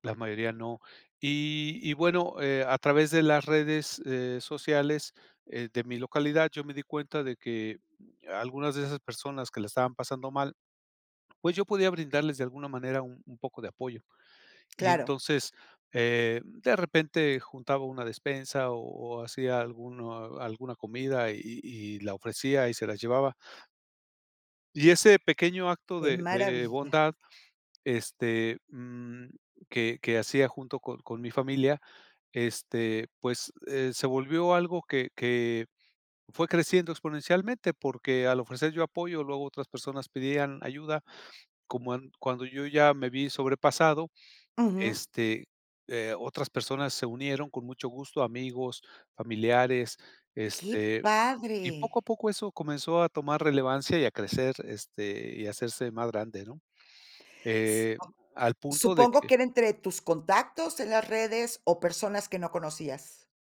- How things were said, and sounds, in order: other background noise; gasp; gasp
- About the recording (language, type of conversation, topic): Spanish, podcast, ¿Cómo fue que un favor pequeño tuvo consecuencias enormes para ti?